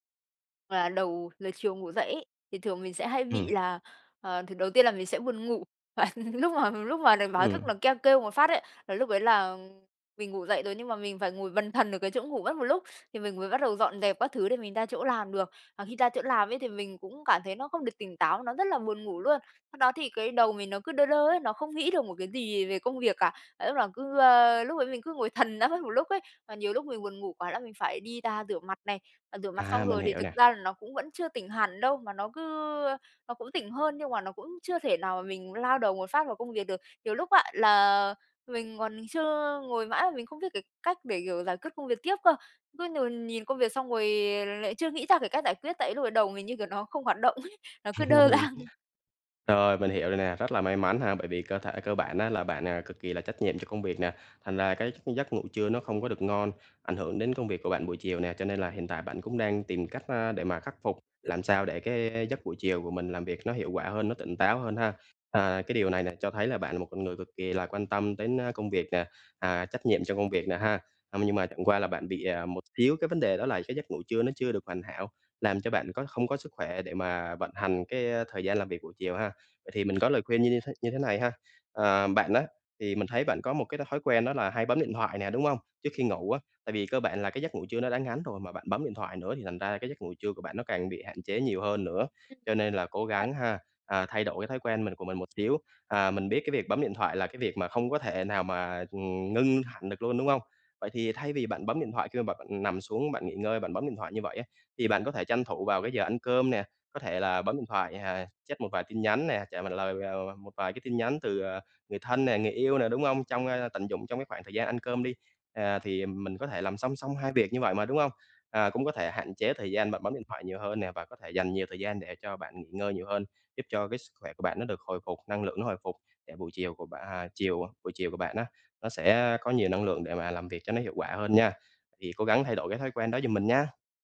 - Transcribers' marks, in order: laugh; laughing while speaking: "mà"; other background noise; laughing while speaking: "ấy"; laugh; laughing while speaking: "ra"; tapping; in English: "check"
- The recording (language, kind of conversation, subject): Vietnamese, advice, Làm sao để không cảm thấy uể oải sau khi ngủ ngắn?